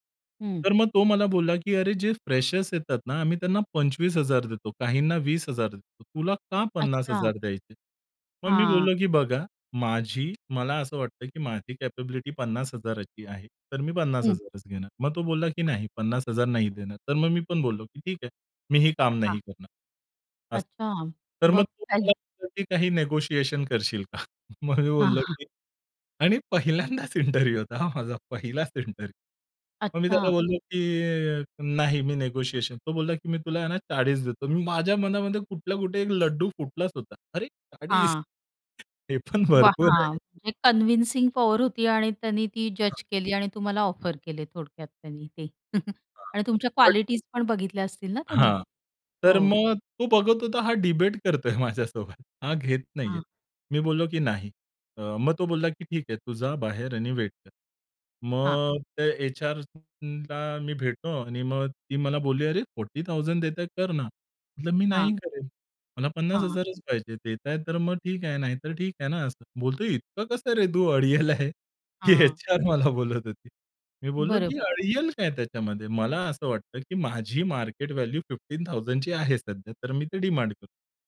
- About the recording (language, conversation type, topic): Marathi, podcast, तुम्हाला तुमच्या पहिल्या नोकरीबद्दल काय आठवतं?
- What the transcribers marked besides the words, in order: tapping; in English: "कॅपॅबिलिटी"; laughing while speaking: "काय"; in English: "निगोशिएशन"; laughing while speaking: "का? मग मी"; laughing while speaking: "हां, हां"; laughing while speaking: "पहिल्यांदाच इंटरव्ह्यू होता हा माझा पहिलाचं इंटरव्ह्यू"; in English: "इंटरव्ह्यू"; in English: "इंटरव्ह्यू"; in English: "निगोशिएशन"; joyful: "चाळीस!"; unintelligible speech; laughing while speaking: "पण"; in English: "कंन्व्हिंसिंग पॉवर"; in English: "ऑफर"; chuckle; horn; in English: "डिबेट"; laughing while speaking: "करतोय माझ्यासोबत"; other background noise; in English: "फोर्टी थाउजंड"; laughing while speaking: "अडियल आहे? ही एचआर मला बोलत होती"; in English: "मार्केट व्हॅल्यू फिफ्टीन थाउजंडची"